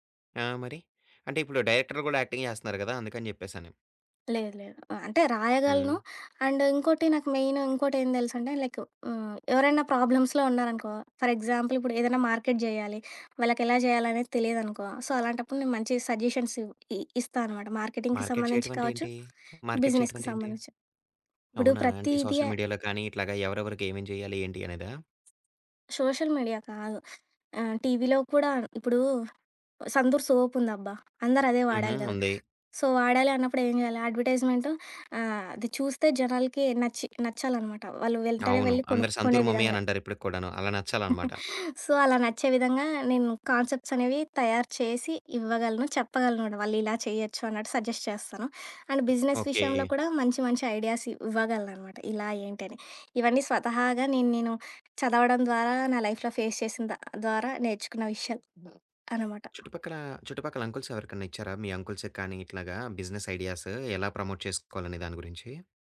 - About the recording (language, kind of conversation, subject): Telugu, podcast, సొంతంగా కొత్త విషయం నేర్చుకున్న అనుభవం గురించి చెప్పగలవా?
- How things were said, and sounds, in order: in English: "యాక్టింగ్"; in English: "అండ్"; in English: "మెయిన్"; in English: "లైక్"; in English: "ప్రాబ్లమ్స్‌లో"; in English: "ఫర్ ఎగ్జాంపుల్"; in English: "మార్కెట్"; in English: "సో"; in English: "సజెషన్స్"; in English: "మార్కెట్"; in English: "మార్కెటింగ్‍కి"; in English: "మార్కెట్"; in English: "బిజినెస్‍కి"; in English: "సోషల్ మీడియాలో"; in English: "సోషల్ మీడియా"; in English: "సోప్"; in English: "సో"; in English: "మమ్మీ"; chuckle; in English: "సో"; in English: "కాన్సెప్ట్స్"; in English: "సజెస్ట్"; other background noise; in English: "అండ్ బిజినెస్"; in English: "ఐడియాస్"; in English: "లైఫ్‍లో ఫేస్"; in English: "అంకల్స్"; in English: "అంకల్స్‌కు"; in English: "బిజినెస్ ఐడియాస్"; in English: "ప్రమోట్"